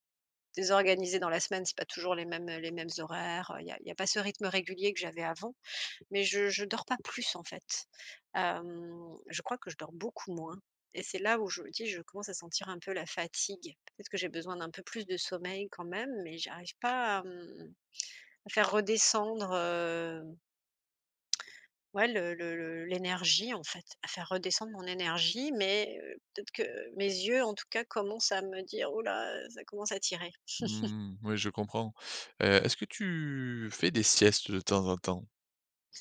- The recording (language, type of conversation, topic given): French, advice, Comment améliorer ma récupération et gérer la fatigue pour dépasser un plateau de performance ?
- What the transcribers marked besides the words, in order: tapping; tongue click; chuckle